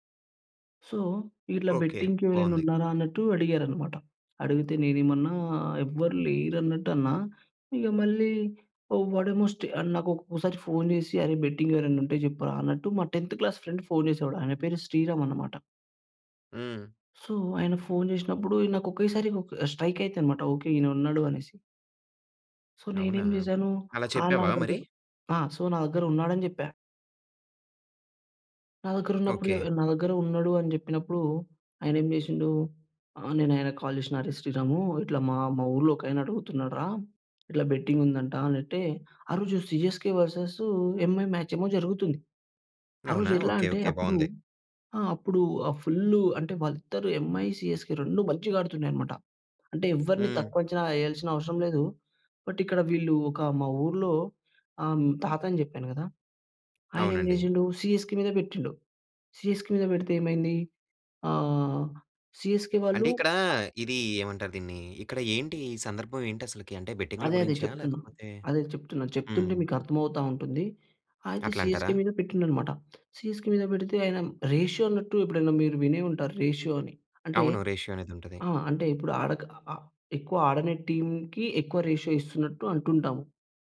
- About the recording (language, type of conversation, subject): Telugu, podcast, పాత స్నేహాలను నిలుపుకోవడానికి మీరు ఏమి చేస్తారు?
- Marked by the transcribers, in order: in English: "సో"; in English: "బెట్టింగ్‌కి"; in English: "స్టే"; in English: "టెన్త్ క్లాస్ ఫ్రెండ్"; in English: "సో"; in English: "స్ట్రైక్"; in English: "సో"; in English: "సో"; in English: "కాల్"; in English: "సీఎస్‌కే వర్సెస్ ఎంఐ"; in English: "ఎంఐ, సీఎస్‌కే"; in English: "బట్"; in English: "సీఎస్‌కే"; in English: "సీఎస్‌కే"; in English: "సీఎస్‌కే"; in English: "సీఎస్‌కే"; in English: "సీఎస్‌కే"; in English: "రేషియో"; in English: "రేషియో"; in English: "రేషియో"; in English: "టీమ్‌కి"; in English: "రేషియో"